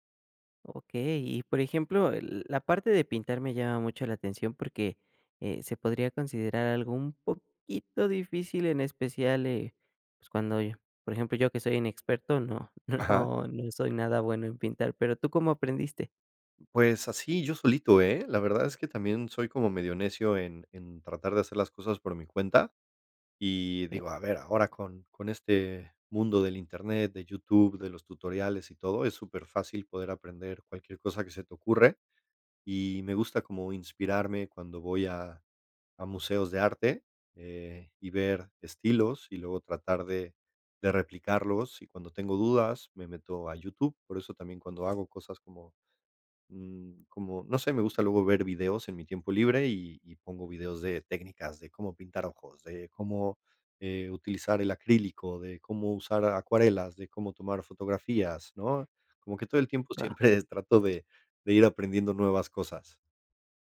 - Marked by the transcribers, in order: chuckle; unintelligible speech
- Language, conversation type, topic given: Spanish, podcast, ¿Qué rutinas te ayudan a ser más creativo?